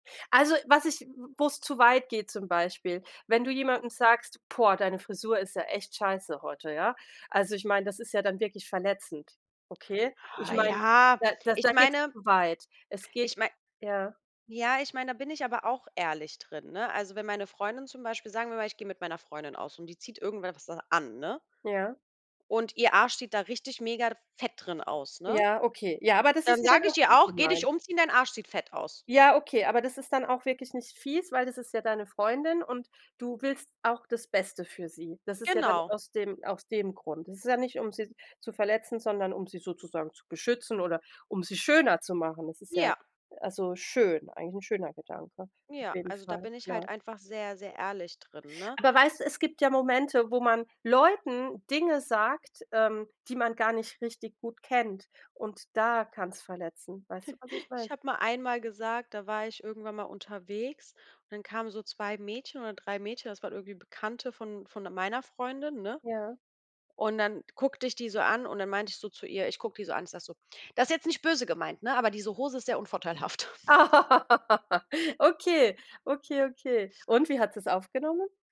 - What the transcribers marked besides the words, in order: other background noise; chuckle; laughing while speaking: "unvorteilhaft"; snort; laughing while speaking: "Ah"; laugh
- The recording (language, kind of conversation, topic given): German, unstructured, Wie kannst du deine Meinung sagen, ohne jemanden zu verletzen?